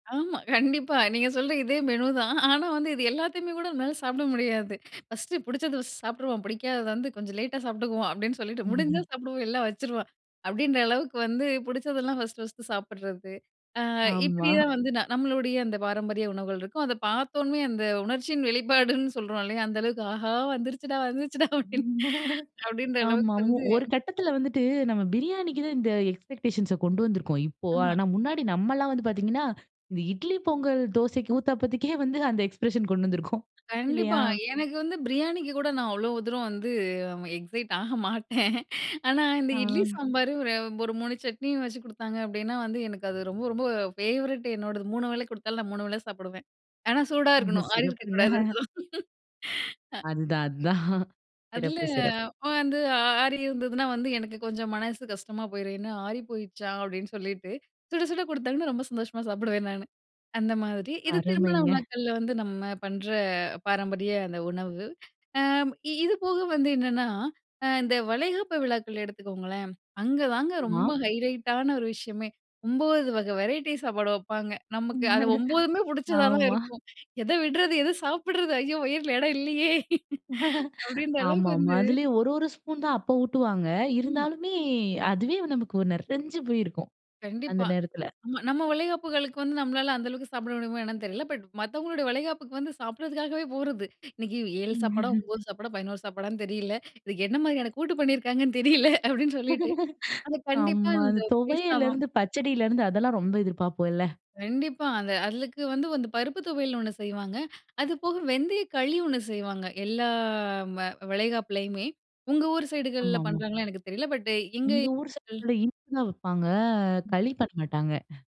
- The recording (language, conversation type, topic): Tamil, podcast, விழாக்களில் சாப்பிடும் உணவுகள் உங்களுக்கு எந்த அர்த்தத்தை தருகின்றன?
- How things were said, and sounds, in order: laughing while speaking: "ஆமா கண்டிப்பா, நீங்க சொல்ற இதே … அப்டின்ற அளவுக்கு வந்து"; other background noise; laugh; other noise; in English: "எக்ஸ்பெக்டேஷன்ஸ"; laughing while speaking: "இந்த இட்லி, பொங்கல், தோசைக்கு, ஊத்தாப்பத்துக்கே வந்து அந்த எக்ஸ்பிரஷன் கொண்டு வந்திருக்கோம், இல்லயா"; in English: "எக்ஸ்பிரஷன்"; in English: "எக்ஸைட்"; laughing while speaking: "ஆனா இந்த இட்லி சாம்பாரு ஒரு … கூடாது அதெல்லாம். அ"; in English: "ஃபேவரெட்"; laughing while speaking: "சிறப்புங்க"; laughing while speaking: "அதுதான், அதான். சிறப்பு, சிறப்பு"; laughing while speaking: "இந்த வளைகாப்பு விழாக்கள் எடுத்துக்கோங்களேன், அங்க … அப்டின்ற அளவுக்கு வந்து"; in English: "வெரைட்டி"; laugh; laughing while speaking: "ஆமா"; laugh; joyful: "ஆமா, ஆமா அதுலயும் ஒரு ஒரு … போயிருக்கும். அந்த நேரத்துல"; laughing while speaking: "இன்னிக்கு ஏழு சாப்பாட ஒம்போது சாப்பாட … கண்டிப்பா இந்த பேஸ்லாவாம்"; laugh; laugh; "அதுக்கு" said as "அலுக்கு"